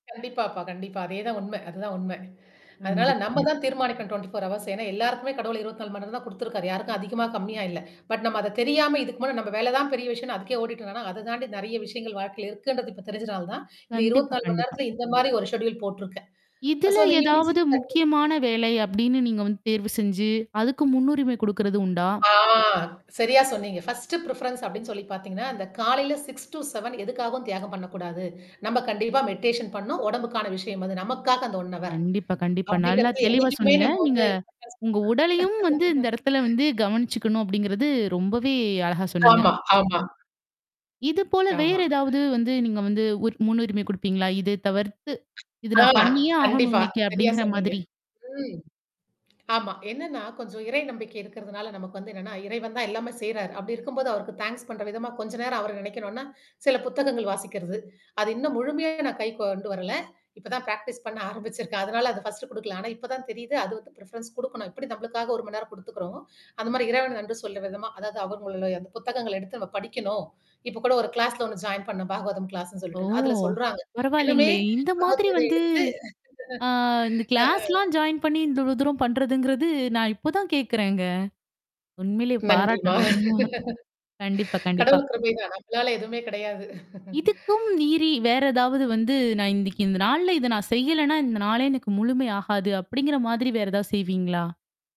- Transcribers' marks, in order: static; other noise; in English: "டொண்ட்டி ஃபோஃர் ஹவர்ஸ்"; in English: "பட்"; distorted speech; in English: "செட்யூல்"; in English: "சோ"; in English: "ஈவினிங் சிக்ஸ் தேட்டி"; drawn out: "ஆ"; in English: "பர்ஸ்ட் ப்ரிஃபெரன்ஸ்"; in English: "சிக்ஸ் டூ செவன்"; in English: "மெட்டேஷன்"; "மெடிடேஷன்" said as "மெட்டேஷன்"; "பண்ணனும்" said as "பண்ணும்"; in English: "ஒன் ஹவர்"; unintelligible speech; laugh; tapping; "ஆமா" said as "தாமா"; in English: "தாங்க்ஸ்"; in English: "பிராக்டிஸ்"; laughing while speaking: "ஆரம்பிச்சிருக்கேன்"; in English: "ஃபர்ஸ்ட்"; in English: "ப்ரிஃபெரன்ஸ்"; "இறைவனுக்கு" said as "இறைவன"; in English: "கிளாஸ்ல"; surprised: "ஓ!"; in English: "ஜாயின்"; in English: "கிளாஸ்ன்னு"; in English: "கிளாஸ்லாம் ஜாயின்"; laughing while speaking: "ஆ"; laughing while speaking: "நன்றிமா. கடவுள் கிருபை தான், நம்மளால எதுவுமே கிடையாது"; laugh; chuckle
- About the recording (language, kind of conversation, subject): Tamil, podcast, ஒரு நாளை நீங்கள் எப்படி நேரத் தொகுதிகளாக திட்டமிடுவீர்கள்?